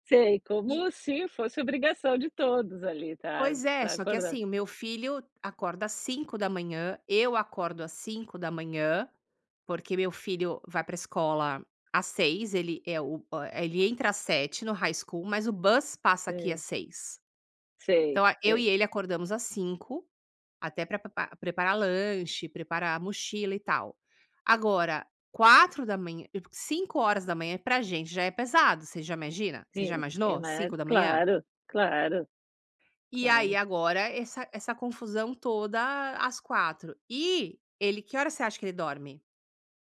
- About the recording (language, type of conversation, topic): Portuguese, advice, Como lidar com a tensão com meus sogros por causa de limites pessoais?
- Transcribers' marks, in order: tapping; in English: "High School"; in English: "bus"